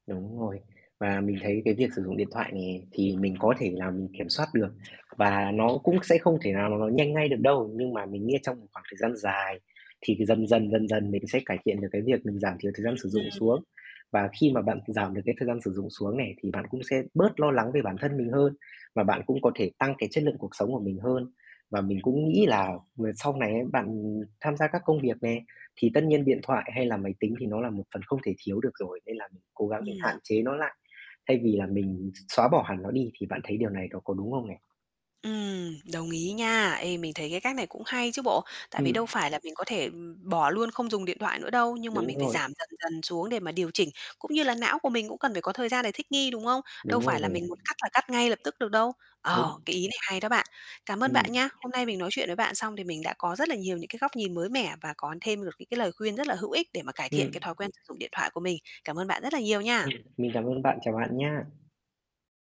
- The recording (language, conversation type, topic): Vietnamese, advice, Làm thế nào để tôi bớt xao nhãng vì điện thoại và tuân thủ thời gian không dùng màn hình?
- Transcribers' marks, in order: other background noise; static; tapping; unintelligible speech; distorted speech; unintelligible speech; background speech